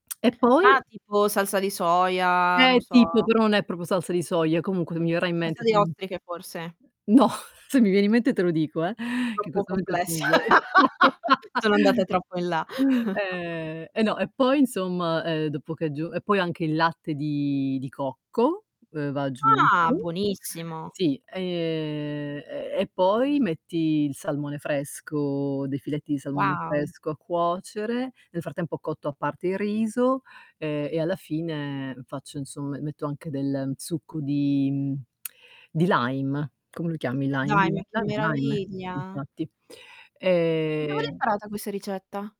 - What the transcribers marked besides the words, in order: lip smack; static; other background noise; unintelligible speech; laughing while speaking: "No"; laugh; chuckle; distorted speech
- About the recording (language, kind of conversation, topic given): Italian, podcast, Cosa non può mancare nella tua dispensa di base?